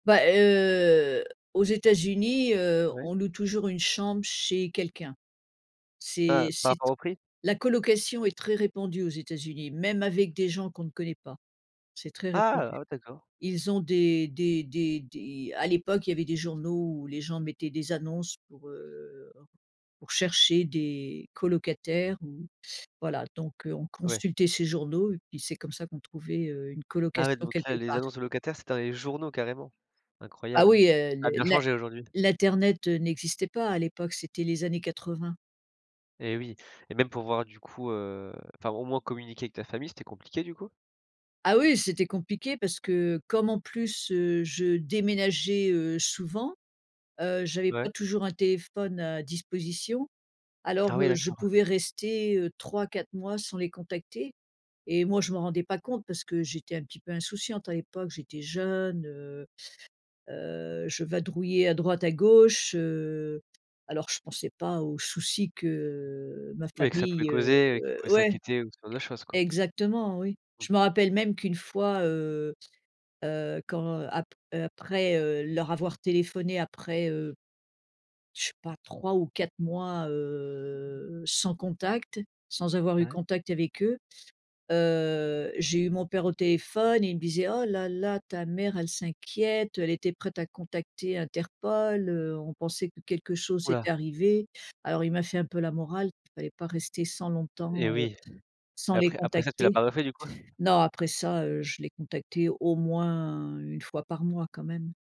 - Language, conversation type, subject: French, podcast, Qu’est-ce qui te fait parfois te sentir entre deux cultures ?
- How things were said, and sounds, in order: drawn out: "heu"; tapping; drawn out: "heu"